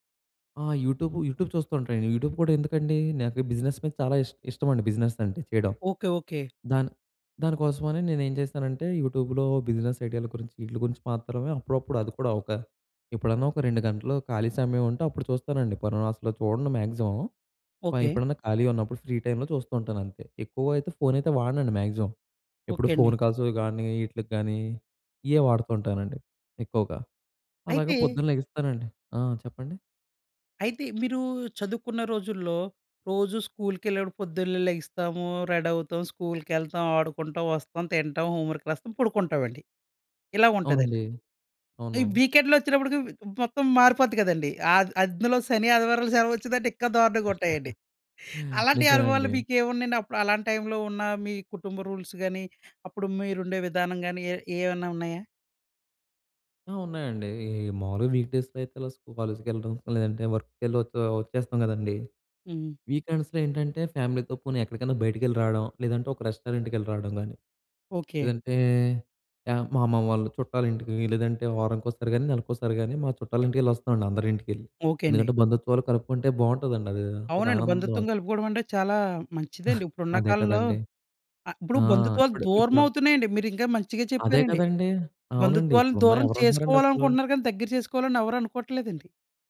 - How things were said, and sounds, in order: in English: "యూట్యూబ్, యూట్యూబ్"; in English: "యూట్యూబ్"; in English: "బిజినెస్"; in English: "బిజినెస్"; in English: "యూట్యూబ్‌లో బిజినెస్"; in English: "ఫ్రీ టైంలో"; in English: "మ్యాక్సిమం"; in English: "ఫోన్ కాల్స్‌వి"; in English: "హోమ్ వర్క్"; in English: "వీకెండ్"; giggle; laughing while speaking: "అలాంటి అనుభవాలు మీకు ఏమున్నాయండి?"; in English: "రూల్స్"; in English: "వీక్ డేస్‌లో"; in English: "వీకెండ్స్‌లో"; in English: "ఫ్యామిలీతో"; other noise
- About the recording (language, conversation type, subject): Telugu, podcast, స్క్రీన్ టైమ్‌కు కుటుంబ రూల్స్ ఎలా పెట్టాలి?